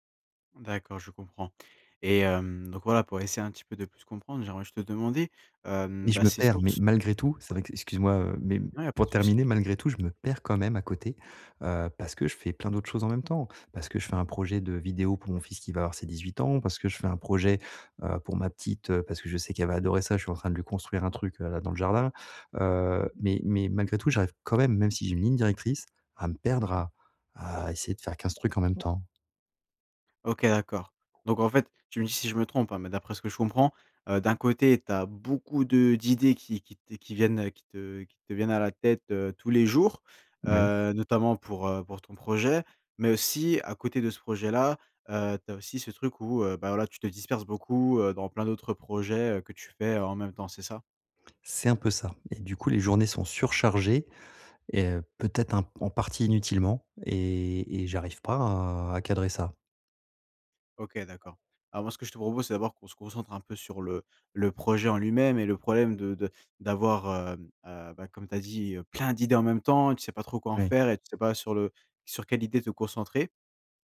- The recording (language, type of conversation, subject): French, advice, Comment puis-je filtrer et prioriser les idées qui m’inspirent le plus ?
- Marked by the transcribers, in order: other background noise; stressed: "plein"